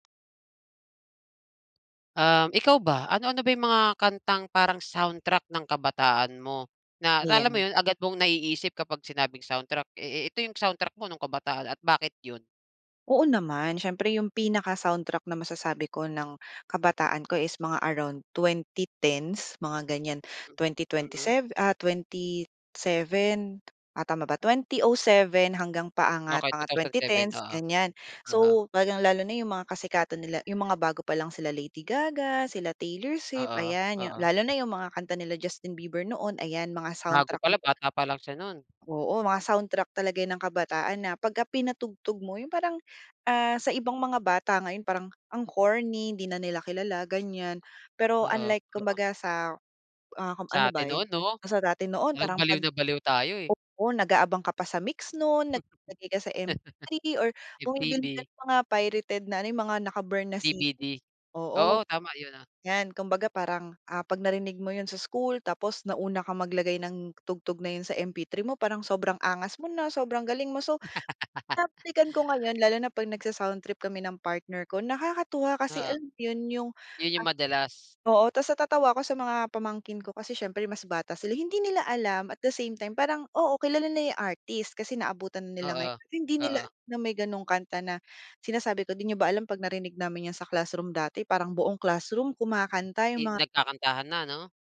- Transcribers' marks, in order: other background noise; unintelligible speech; laugh; laugh
- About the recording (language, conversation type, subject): Filipino, podcast, Anong kanta ang maituturing mong soundtrack ng kabataan mo?
- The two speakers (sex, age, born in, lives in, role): female, 25-29, Philippines, Philippines, guest; male, 35-39, Philippines, Philippines, host